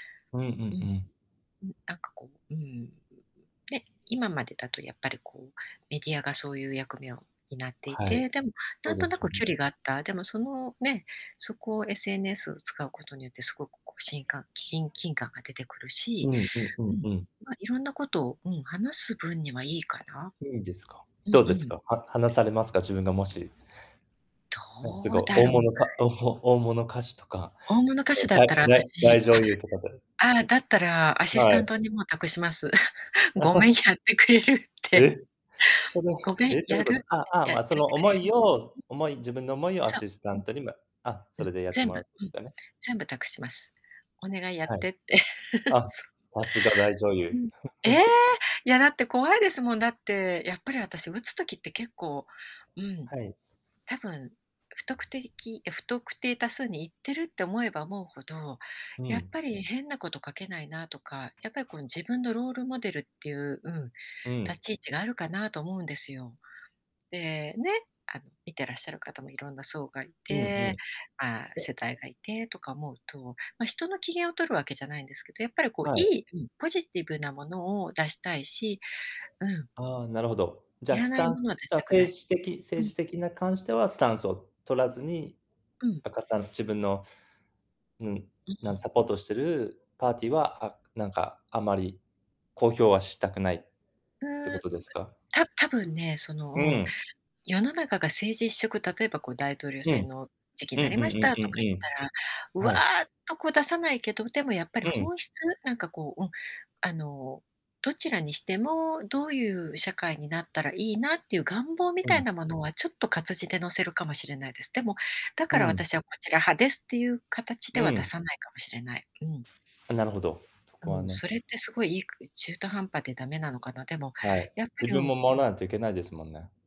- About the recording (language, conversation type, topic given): Japanese, unstructured, SNSでの芸能人の発言はどこまで自由でいいと思いますか？
- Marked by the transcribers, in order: distorted speech; other background noise; tapping; laughing while speaking: "おおも"; chuckle; laughing while speaking: "ごめん、やってくれる？って"; laugh; laughing while speaking: "って"; laugh; surprised: "ええ！"; laugh; static; in English: "パーティー"